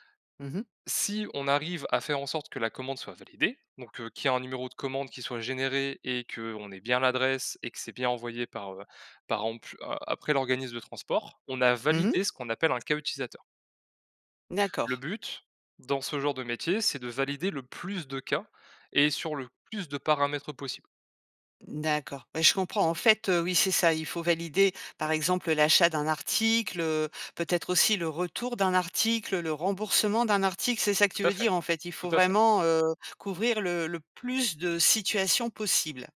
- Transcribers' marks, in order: "par exemple" said as "paremple"
- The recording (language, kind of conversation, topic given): French, podcast, Quelle astuce pour éviter le gaspillage quand tu testes quelque chose ?